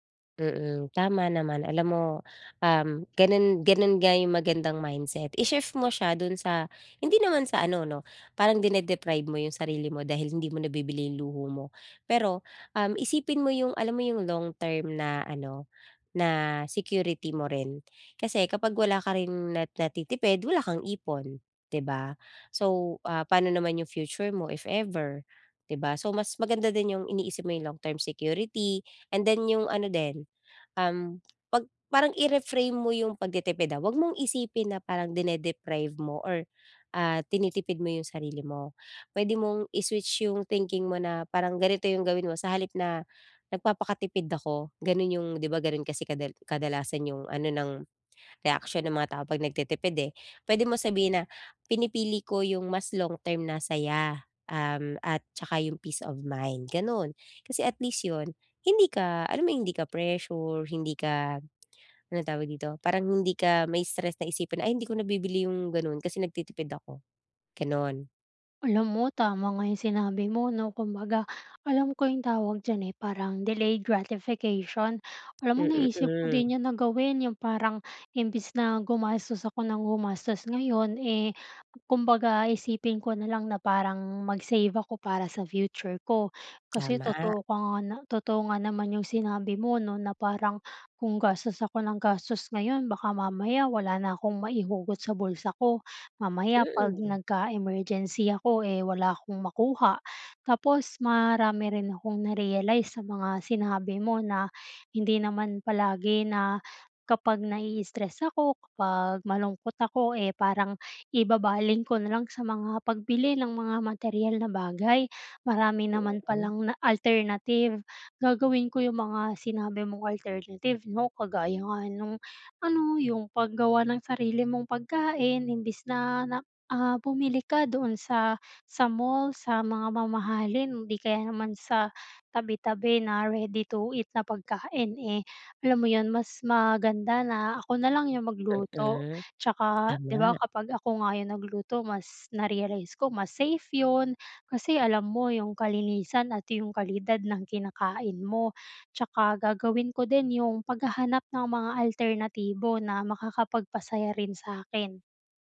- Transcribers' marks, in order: in English: "long-term security"; in English: "delayed gratification"; other background noise; in English: "ready-to-eat"
- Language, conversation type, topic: Filipino, advice, Paano ako makakatipid nang hindi nawawala ang kasiyahan?